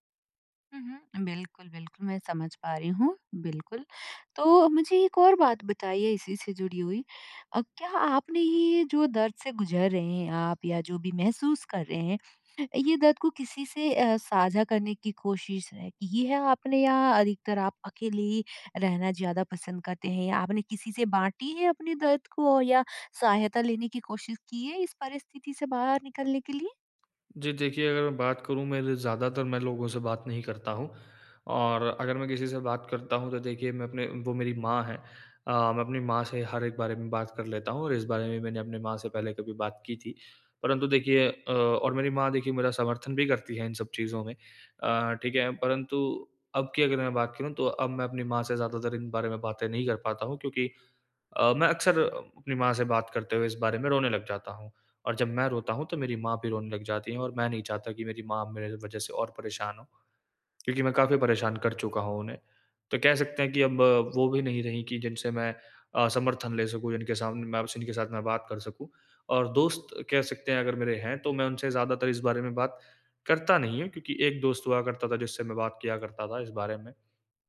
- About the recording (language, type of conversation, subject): Hindi, advice, मैं बीती हुई उम्मीदों और अधूरे सपनों को अपनाकर आगे कैसे बढ़ूँ?
- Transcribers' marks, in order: none